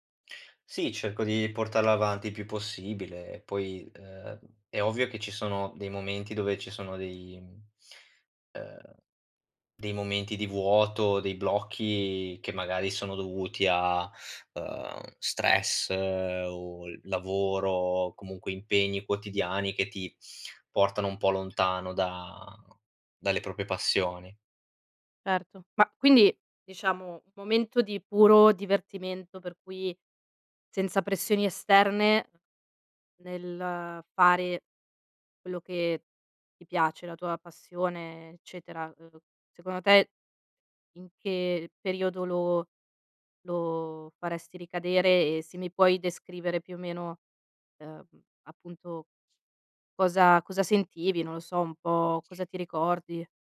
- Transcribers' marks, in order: "proprie" said as "propie"
- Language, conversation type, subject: Italian, podcast, Come bilanci divertimento e disciplina nelle tue attività artistiche?